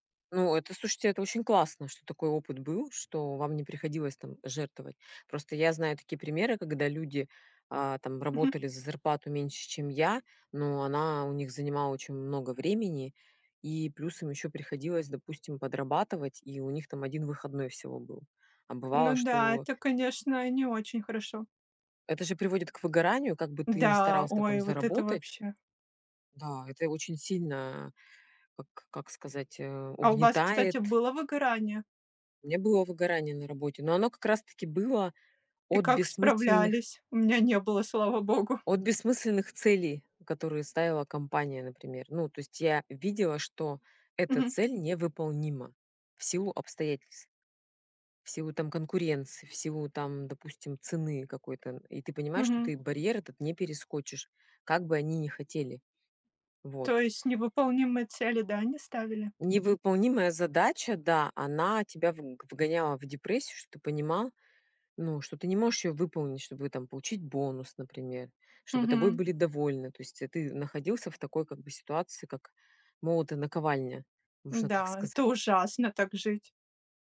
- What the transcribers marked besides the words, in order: tapping; other background noise
- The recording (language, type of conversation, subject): Russian, unstructured, Как вы выбираете между высокой зарплатой и интересной работой?